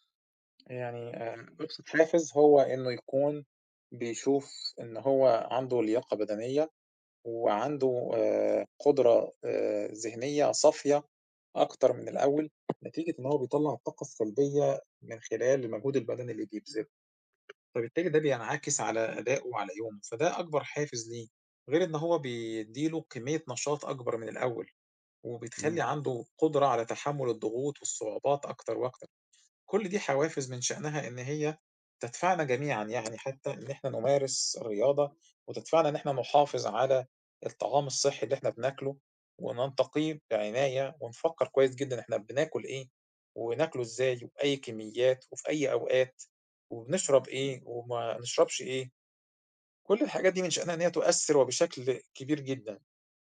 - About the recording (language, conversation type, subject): Arabic, unstructured, هل بتخاف من عواقب إنك تهمل صحتك البدنية؟
- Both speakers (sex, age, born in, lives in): male, 20-24, Egypt, Egypt; male, 40-44, Egypt, Egypt
- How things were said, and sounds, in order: tapping; other background noise